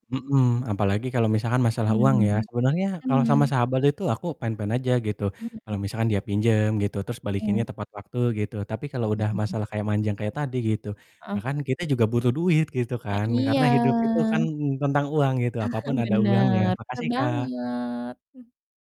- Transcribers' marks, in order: distorted speech; in English: "fine-fine"; chuckle; drawn out: "iya"; chuckle; chuckle
- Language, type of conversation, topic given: Indonesian, unstructured, Apa nilai yang paling kamu hargai dalam persahabatan?